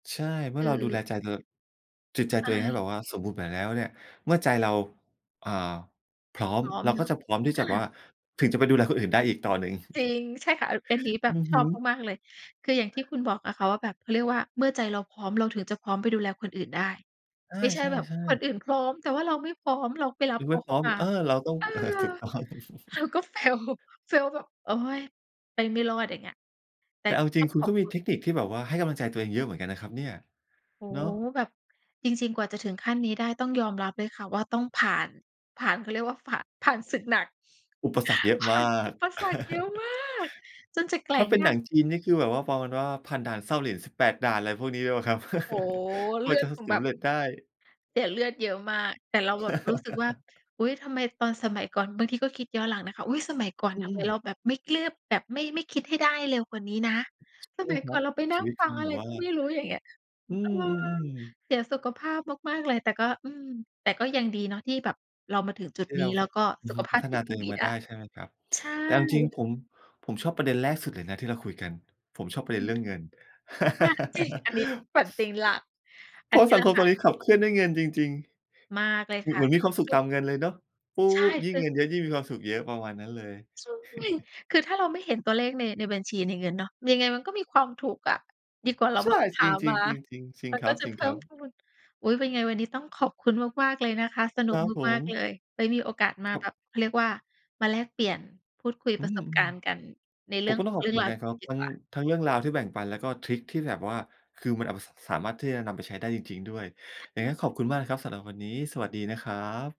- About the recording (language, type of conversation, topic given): Thai, podcast, เวลาเจอสถานการณ์แย่ๆ คุณมักถามตัวเองว่าอะไร?
- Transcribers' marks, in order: other background noise; chuckle; tapping; laughing while speaking: "fail"; chuckle; in English: "fail"; put-on voice: "ผ่านอุปสรรคเยอะมาก"; laugh; laugh; laugh; laugh; put-on voice: "ใช่"; chuckle